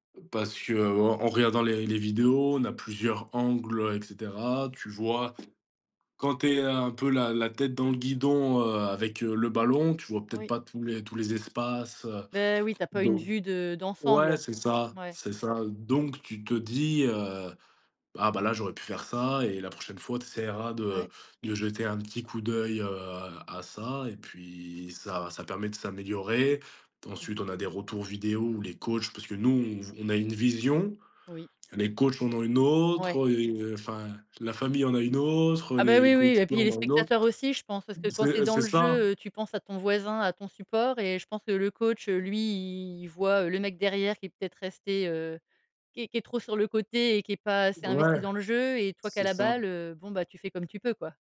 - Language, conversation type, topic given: French, podcast, Comment fais-tu pour tourner la page après un gros raté ?
- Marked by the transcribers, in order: tapping